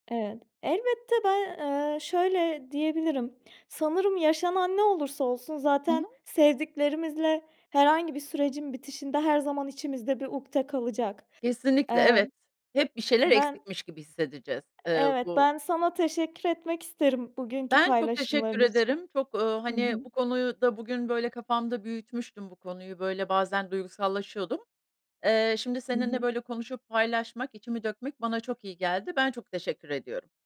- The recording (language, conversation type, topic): Turkish, advice, Aile üyeniz yaşlandıkça ortaya çıkan yeni bakım sorumluluklarına nasıl uyum sağlıyorsunuz?
- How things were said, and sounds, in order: tapping; other background noise